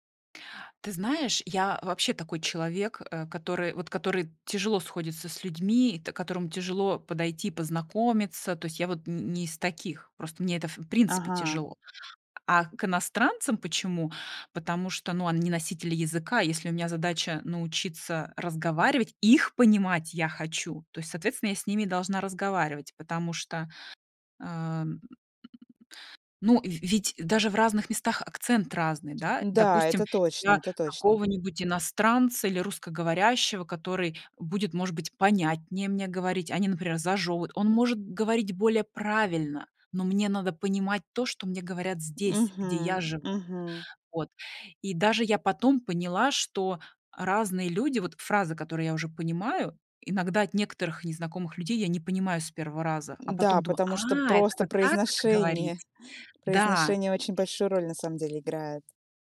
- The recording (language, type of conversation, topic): Russian, podcast, Что было самым трудным испытанием, которое ты преодолел, и какой урок ты из этого вынес?
- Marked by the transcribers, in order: tapping; stressed: "их"; other background noise; "зажёвывать" said as "зажёвает"